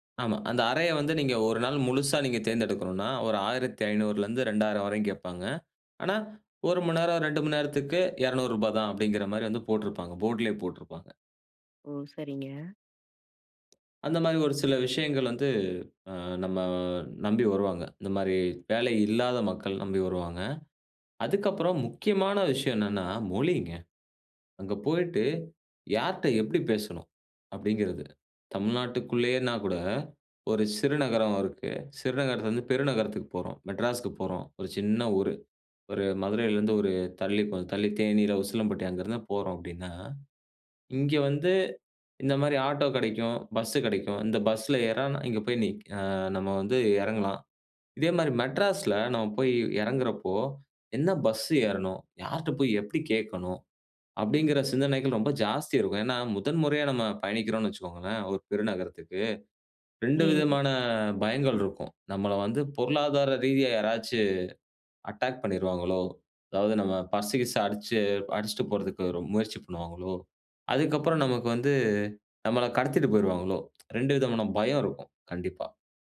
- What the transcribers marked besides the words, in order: other noise; trusting: "அந்தமாரி ஒரு சில விஷயங்கள் வந்து … மக்கள் நம்பி வருவாங்க"; afraid: "நம்மள வந்து பொருளாதார ரீதியா யாராச்சும் … பயம் இருக்கும். கண்டிப்பா"; in English: "அட்டாக்"
- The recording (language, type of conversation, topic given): Tamil, podcast, சிறு நகரத்திலிருந்து பெரிய நகரத்தில் வேலைக்குச் செல்லும்போது என்னென்ன எதிர்பார்ப்புகள் இருக்கும்?